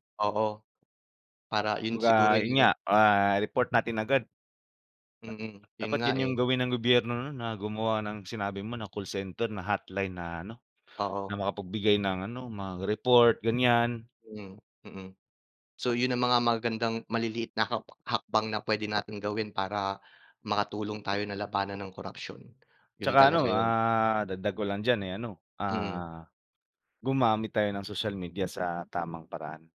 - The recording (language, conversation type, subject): Filipino, unstructured, Paano natin dapat harapin ang korapsyon sa bansa?
- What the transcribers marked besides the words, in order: other background noise